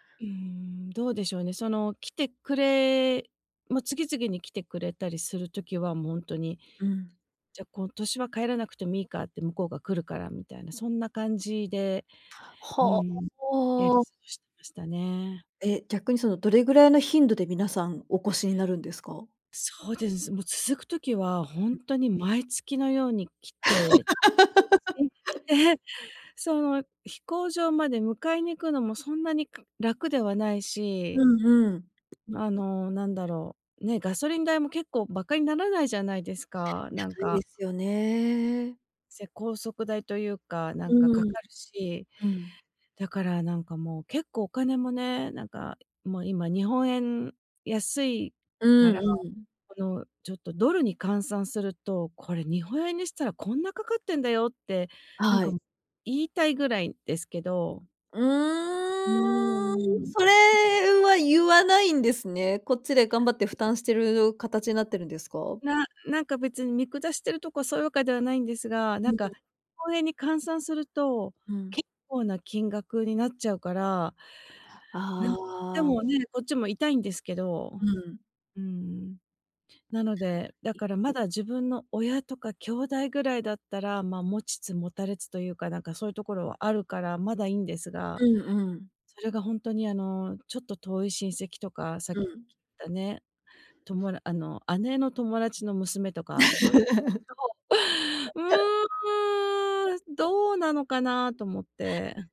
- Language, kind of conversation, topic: Japanese, advice, 家族の集まりで断りづらい頼みを断るには、どうすればよいですか？
- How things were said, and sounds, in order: other background noise; laugh; unintelligible speech; drawn out: "うーん"; other noise; laugh